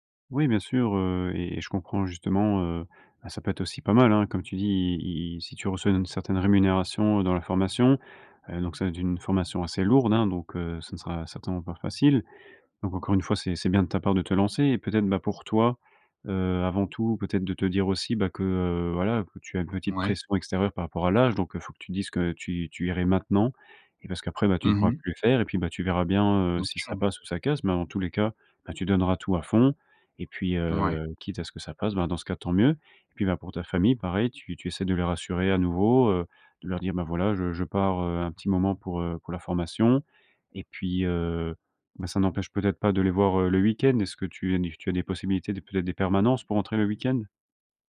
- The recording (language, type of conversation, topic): French, advice, Comment gérer la pression de choisir une carrière stable plutôt que de suivre sa passion ?
- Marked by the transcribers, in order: none